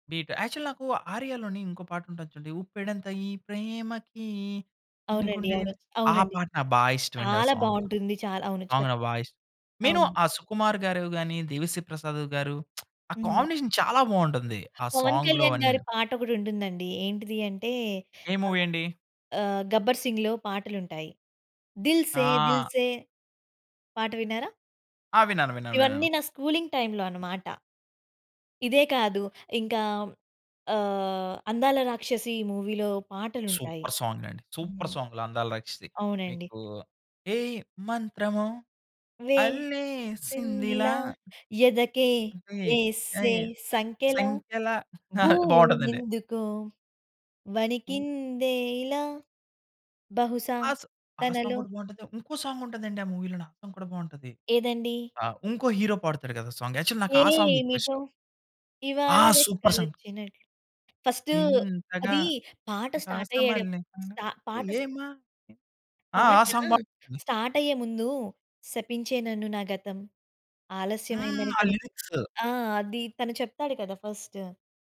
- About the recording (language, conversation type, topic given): Telugu, podcast, పిల్లల వయసులో విన్న పాటలు ఇప్పటికీ మీ మనసును ఎలా తాకుతున్నాయి?
- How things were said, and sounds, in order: in English: "బీట్ యాక్చువల్"; singing: "ఉప్పెడంత ఈ ప్రేమకి చిన్ని గుండె ఎం"; in English: "సాంగ్"; tapping; in English: "వాయిస్"; lip smack; in English: "కాంబినేషన్"; in English: "మూవీ"; singing: "దిల్ సే దిల్ సే"; in English: "సూపర్"; in English: "సూపర్"; singing: "వేసిందిలా ఎదకే వేసే సంకెలా భూమెందుకో వణికిందే ఇలా బహుశా తనలో"; singing: "ఏ మంత్రమో అళ్ళేసిందిలా ఏ ఏ సంఖ్యలా"; chuckle; in English: "సాంగ్"; in English: "సాంగ్"; in English: "సాంగ్"; in English: "సాంగ్. యాక్చువల్"; in English: "సాంగ్"; singing: "ఏమీటొ ఇవాళ రెక్కలొచ్చినట్లు"; in English: "సూపర్ సాంగ్"; in English: "ఫస్ట్"; singing: "ఇంతగా ప్రకాశమల్లె తన ఏమ్మా"; in English: "స్టార్ట్"; other noise; in English: "సాంగ్"; in English: "లిరిక్స్"; in English: "ఫస్ట్"